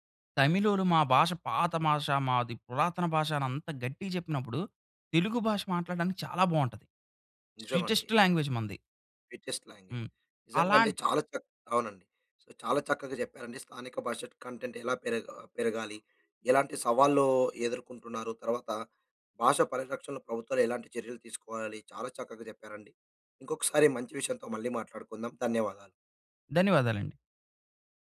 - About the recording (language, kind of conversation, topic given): Telugu, podcast, స్థానిక భాషా కంటెంట్ పెరుగుదలపై మీ అభిప్రాయం ఏమిటి?
- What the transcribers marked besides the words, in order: in English: "స్వీటెస్ట్ లాంగ్వేజ్"; in English: "స్వీటెస్ట్ లాంగ్వేజ్"; in English: "సో"; in English: "కంటెంట్"